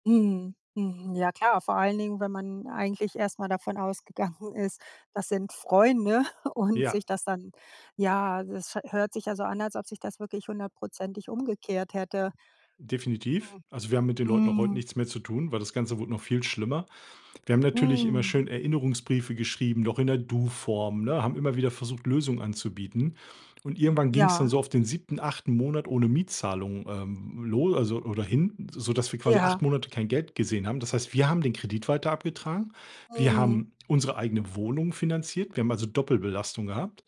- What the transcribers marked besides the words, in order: laughing while speaking: "ausgegangen"; chuckle; other background noise; stressed: "Wohnung"
- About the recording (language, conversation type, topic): German, podcast, Würdest du lieber kaufen oder mieten, und warum?